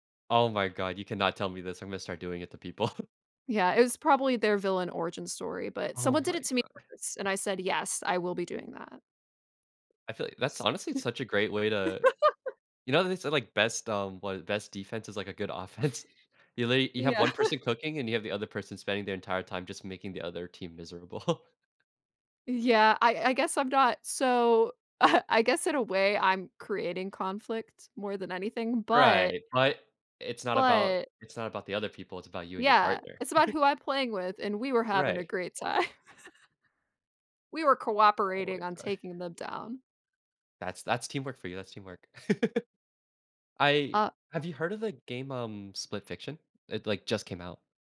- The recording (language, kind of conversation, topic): English, unstructured, How can playing games together help people learn to resolve conflicts better?
- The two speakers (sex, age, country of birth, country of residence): female, 35-39, United States, United States; male, 20-24, United States, United States
- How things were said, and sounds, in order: laughing while speaking: "people"; chuckle; laugh; laughing while speaking: "offense"; chuckle; laughing while speaking: "miserable"; chuckle; chuckle; other background noise; laughing while speaking: "time"; chuckle; laugh